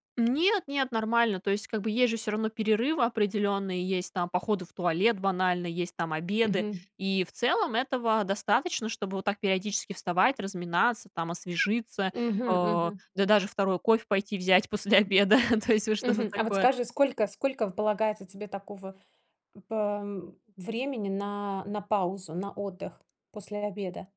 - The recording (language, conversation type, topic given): Russian, podcast, Как понять, что вам нужен отдых, а не ещё чашка кофе?
- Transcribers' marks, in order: chuckle